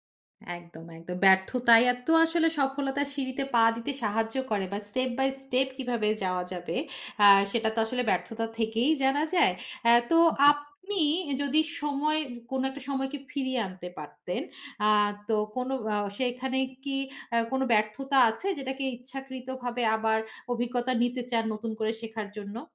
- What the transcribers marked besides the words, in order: in English: "step by step"; tapping
- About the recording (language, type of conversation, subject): Bengali, podcast, ব্যর্থতাকে শেখার প্রক্রিয়ার অংশ হিসেবে গ্রহণ করার জন্য আপনার কৌশল কী?